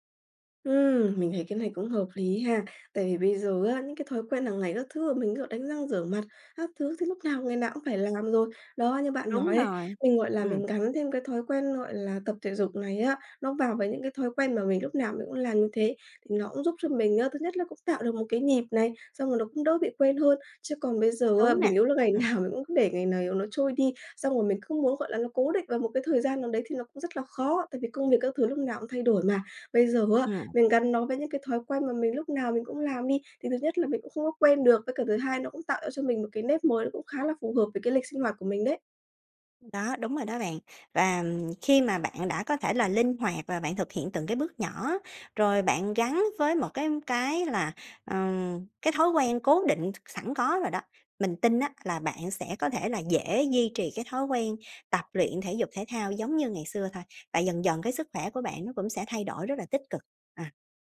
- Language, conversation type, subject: Vietnamese, advice, Làm sao để không quên thói quen khi thay đổi môi trường hoặc lịch trình?
- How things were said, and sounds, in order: other background noise; laughing while speaking: "nào"; tapping